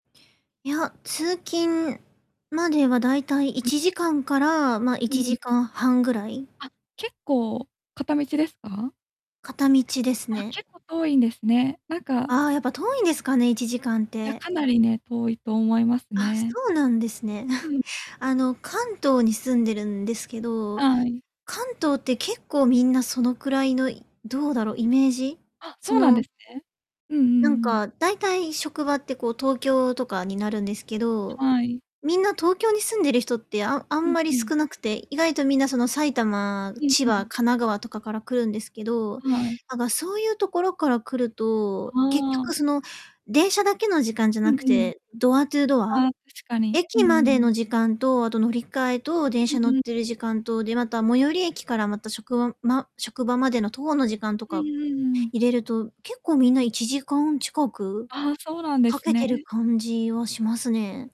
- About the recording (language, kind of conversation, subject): Japanese, advice, 回復不足で成果が停滞しているのですが、どう改善すればよいですか？
- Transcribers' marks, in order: static; distorted speech; chuckle; in English: "ドアトゥードア"